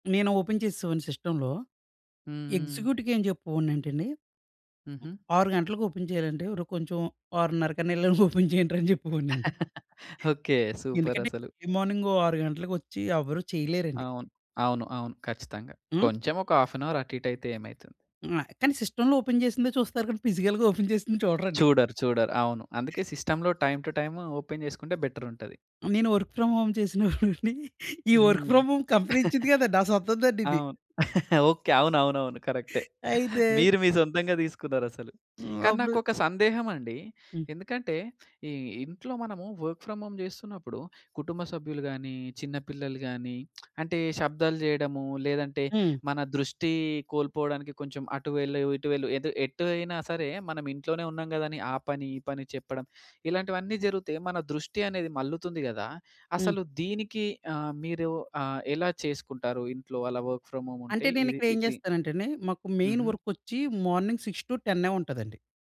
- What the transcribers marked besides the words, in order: in English: "ఓపెన్"; in English: "సిస్టమ్‌లో"; other background noise; in English: "ఓపెన్"; chuckle; in English: "ఓపెన్"; chuckle; in English: "ఎర్లీ"; in English: "హాఫ్ అన్ హౌర్"; in English: "సిస్టమ్‌లో ఓపెన్"; in English: "పిజికల్‌గా ఓపెన్"; giggle; in English: "సిస్టమ్‌లో టైమ్ టు టైమ్ ఓపెన్"; in English: "బెటర్"; in English: "వర్క్ ఫ్రామ్ హోమ్"; chuckle; in English: "వర్క్ ఫ్రామ్ హోమ్ కంపెనీ"; chuckle; chuckle; in English: "వర్క్ ఫ్రామ్ హోమ్"; lip smack; in English: "వర్క్ ఫ్రామ్ హోమ్"; in English: "మెయిన్"; in English: "మార్నింగ్ సిక్స్ టు టెనే"
- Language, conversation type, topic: Telugu, podcast, ఇంటినుంచి పని చేస్తున్నప్పుడు మీరు దృష్టి నిలబెట్టుకోవడానికి ఏ పద్ధతులు పాటిస్తారు?